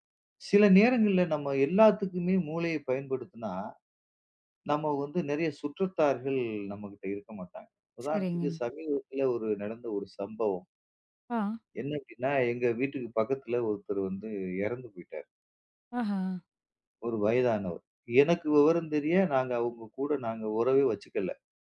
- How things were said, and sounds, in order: none
- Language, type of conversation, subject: Tamil, podcast, உங்கள் உள்ளக் குரலை நீங்கள் எப்படி கவனித்துக் கேட்கிறீர்கள்?